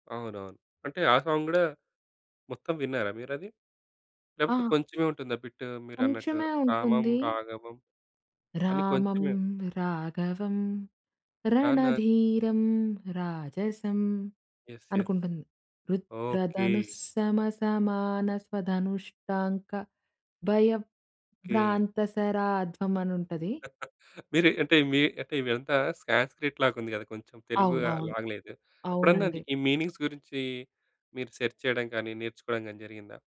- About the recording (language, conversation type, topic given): Telugu, podcast, సంగీతంలో నీకు గిల్టీ ప్లెజర్‌గా అనిపించే పాట ఏది?
- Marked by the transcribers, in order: in English: "సాంగ్"; singing: "రామం రాఘవం రణధీరం రాజసం"; in English: "యెస్, యెస్"; singing: "రుద్ర ధనుస్స సమాన స్వధనుష్ఠాంక భయభ్రాంతసరాధ్వం"; laugh; in English: "మీనింగ్స్"; in English: "సెర్చ్"